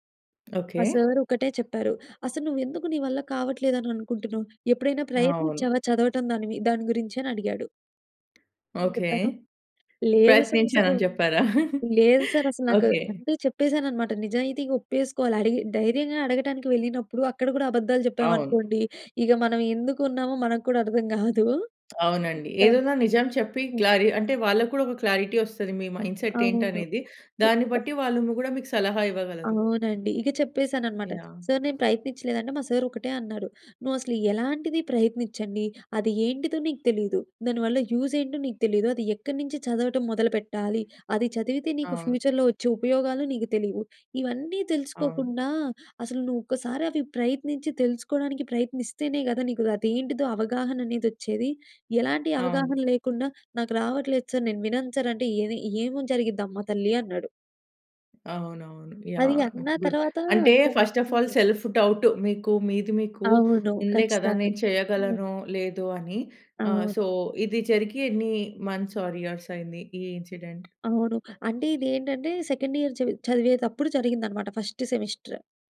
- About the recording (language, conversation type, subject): Telugu, podcast, మీరు ఒక గురువు నుండి మంచి సలహాను ఎలా కోరుకుంటారు?
- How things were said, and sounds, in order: chuckle; unintelligible speech; in English: "క్లారిటీ"; in English: "మైండ్ సెట్"; in English: "యూజ్"; in English: "ఫ్యూచర్‍లో"; in English: "గుడ్"; in English: "ఫస్ట్ ఆఫ్ ఆల్, సెల్ఫ్ డౌట్"; in English: "సో"; in English: "మంత్స్, ఆర్ ఇయర్స్"; in English: "ఇన్సిడెంట్"; tapping; in English: "సెకండ్ ఇయర్"; in English: "ఫస్ట్ సెమిస్టర్"